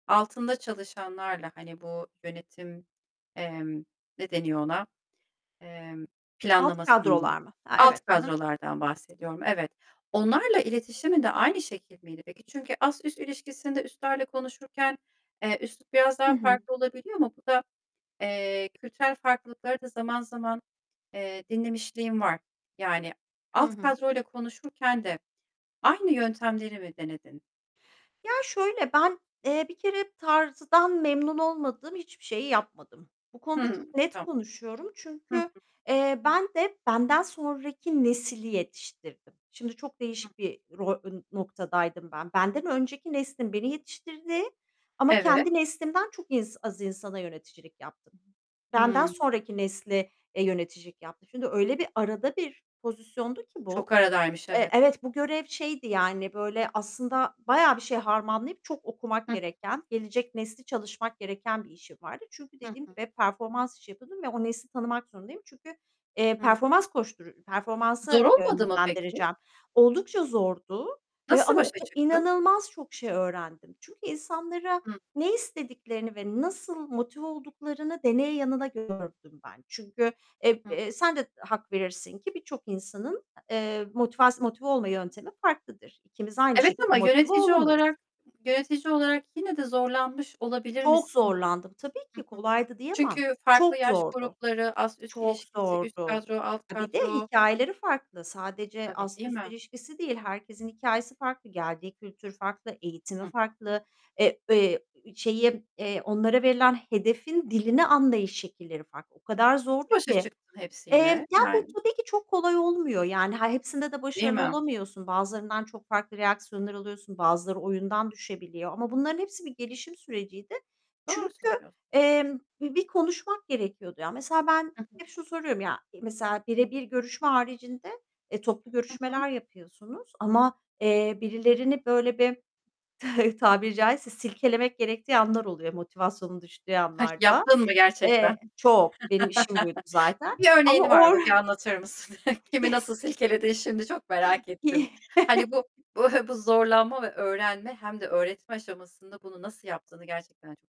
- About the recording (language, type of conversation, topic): Turkish, podcast, Eleştiriyle nasıl başa çıkarsın ve hangi durumlarda yaklaşımını değiştirirsin?
- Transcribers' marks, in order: distorted speech; static; unintelligible speech; other background noise; tapping; chuckle; laughing while speaking: "tabiri caizse"; chuckle; chuckle; laughing while speaking: "Kimi nasıl silkeledin şimdi çok merak ettim"; chuckle; laughing while speaking: "bu"